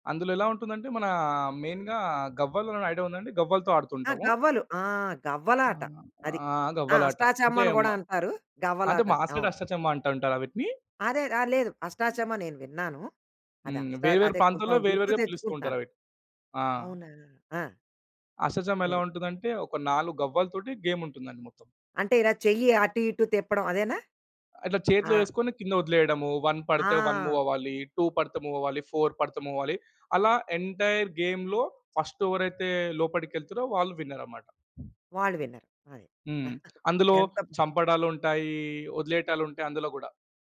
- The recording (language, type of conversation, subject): Telugu, podcast, ఆటల ద్వారా సృజనాత్మకత ఎలా పెరుగుతుంది?
- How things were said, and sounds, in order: in English: "మెయిన్‌గా"; in English: "ఐడియా"; in English: "సైడ్"; other background noise; in English: "గేమ్"; in English: "వన్"; in English: "వన్ మూవ్"; in English: "టూ"; in English: "మూవ్"; in English: "ఫోర్"; in English: "మూవ్"; in English: "ఎంటైర్ గేమ్‌లో ఫస్ట్"; wind; in English: "విన్నర్"; chuckle